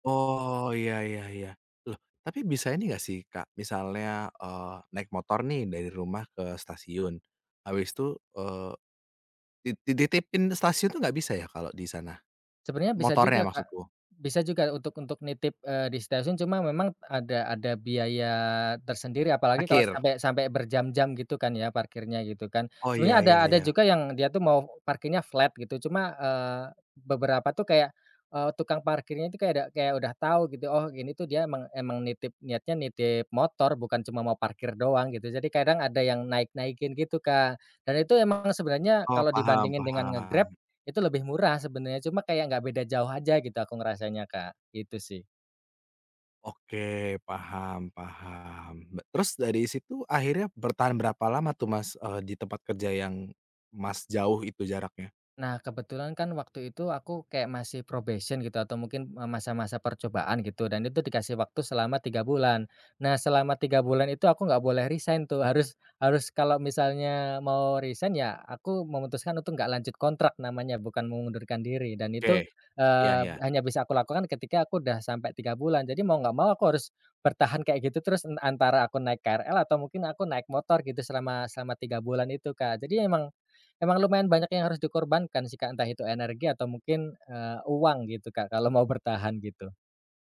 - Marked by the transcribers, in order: in English: "probation"
- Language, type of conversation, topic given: Indonesian, podcast, Pernah nggak kamu mengikuti kata hati saat memilih jalan hidup, dan kenapa?